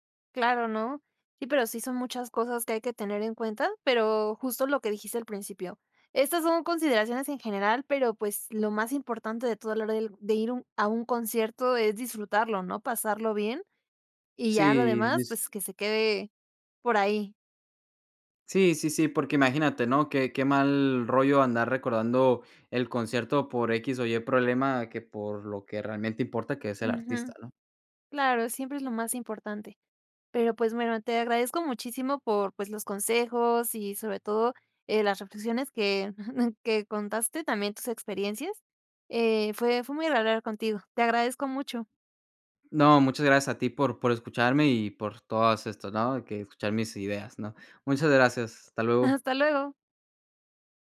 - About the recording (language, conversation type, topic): Spanish, podcast, ¿Qué consejo le darías a alguien que va a su primer concierto?
- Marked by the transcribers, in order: chuckle; laughing while speaking: "Hasta"